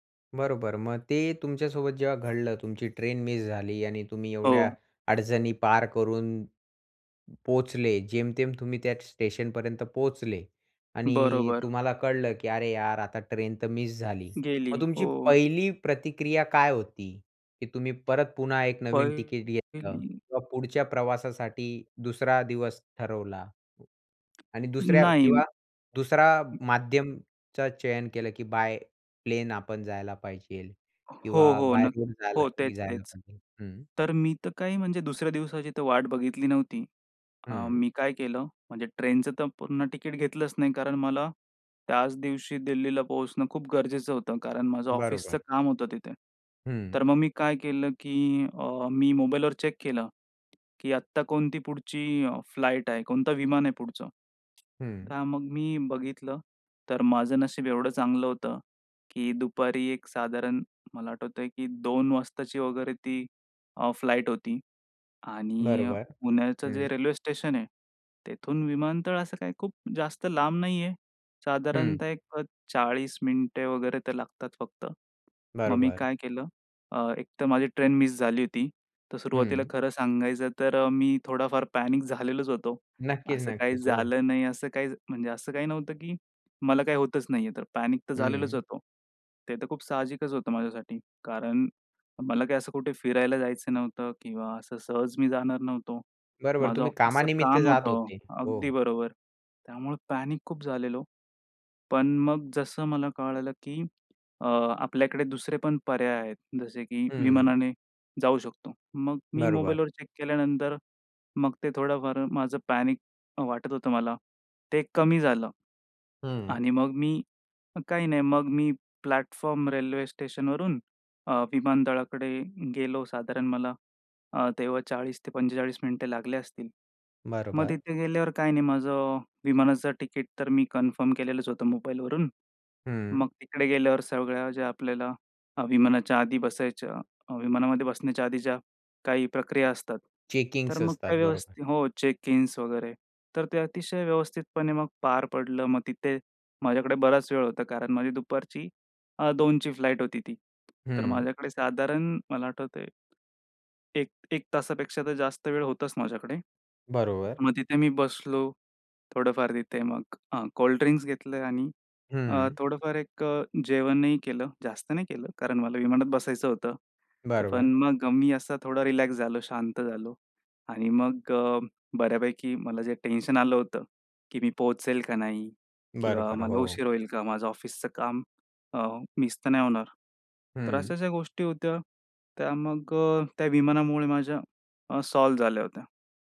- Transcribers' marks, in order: other background noise; tapping; in English: "बाय प्लेन"; in English: "बाय रोड"; in English: "फ्लाइट"; in English: "फ्लाइट"; in English: "पॅनिक"; in English: "पॅनिक"; in English: "पॅनिक"; in English: "चेक"; in English: "पॅनिक"; in English: "प्लॅटफॉर्म"; in English: "कन्फर्म"; in English: "चेकिंग्स"; in English: "चेकइन्स"; in English: "फ्लाइट"
- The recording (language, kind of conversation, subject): Marathi, podcast, कधी तुमची विमानाची किंवा रेल्वेची गाडी सुटून गेली आहे का?
- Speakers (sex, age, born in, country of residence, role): male, 20-24, India, India, host; male, 25-29, India, India, guest